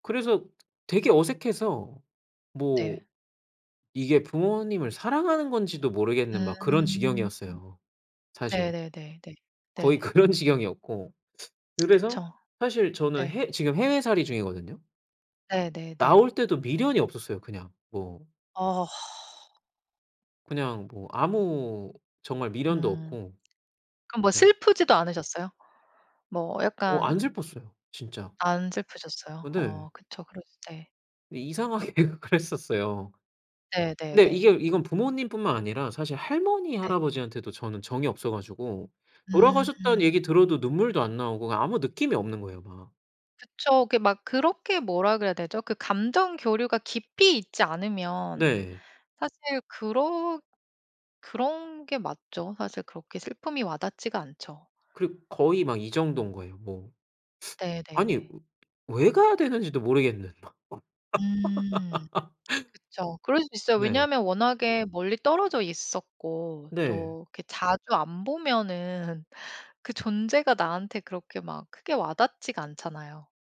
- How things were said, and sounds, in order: other background noise; laughing while speaking: "그런"; teeth sucking; sigh; tapping; laughing while speaking: "이상하게 그랬었어요"; teeth sucking; laugh
- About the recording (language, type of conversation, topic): Korean, podcast, 가족 관계에서 깨달은 중요한 사실이 있나요?